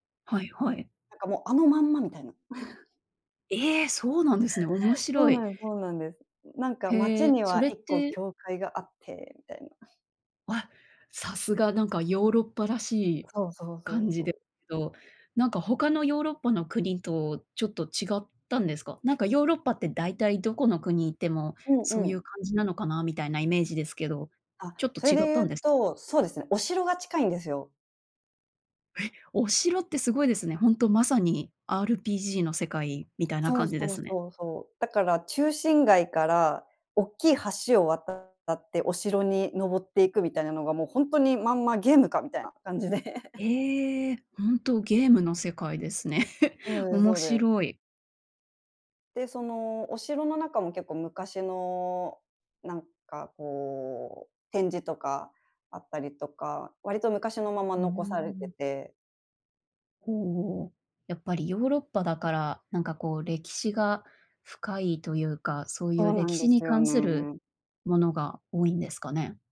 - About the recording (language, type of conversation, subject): Japanese, podcast, 一番忘れられない旅行の話を聞かせてもらえますか？
- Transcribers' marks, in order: chuckle; tapping; other background noise; laughing while speaking: "感じで"; laugh; laughing while speaking: "世界ですね"; laugh